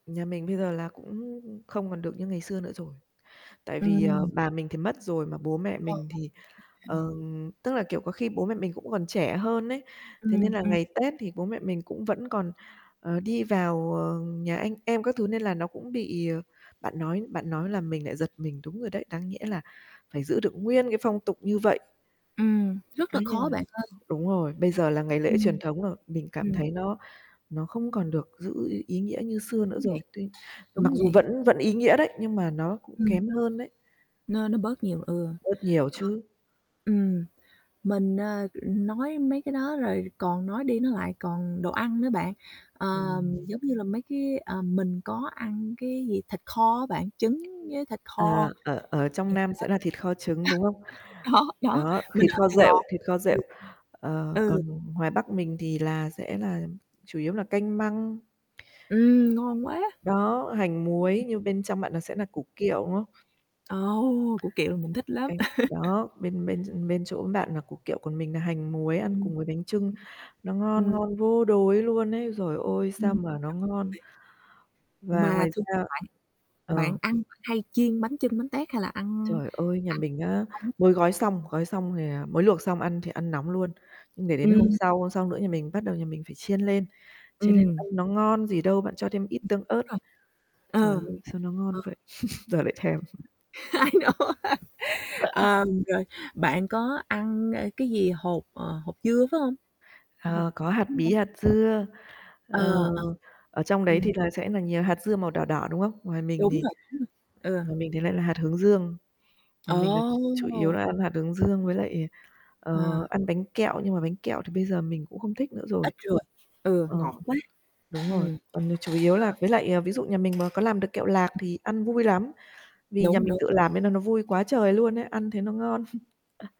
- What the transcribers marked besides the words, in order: static; distorted speech; unintelligible speech; mechanical hum; other background noise; tapping; laugh; laughing while speaking: "Đó, đó"; chuckle; unintelligible speech; unintelligible speech; unintelligible speech; chuckle; laughing while speaking: "I know"; in English: "I know"; other noise; unintelligible speech; chuckle
- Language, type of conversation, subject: Vietnamese, unstructured, Bạn cảm nhận thế nào về các ngày lễ truyền thống trong gia đình mình?
- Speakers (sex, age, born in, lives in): female, 40-44, Vietnam, United States; female, 40-44, Vietnam, Vietnam